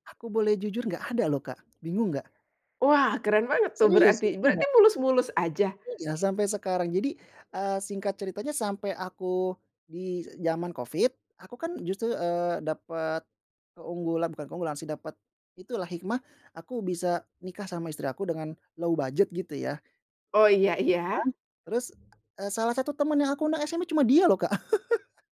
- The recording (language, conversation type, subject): Indonesian, podcast, Bisakah kamu menceritakan pertemuan tak terduga yang berujung pada persahabatan yang erat?
- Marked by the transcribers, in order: in English: "low budget"; other background noise; tapping; chuckle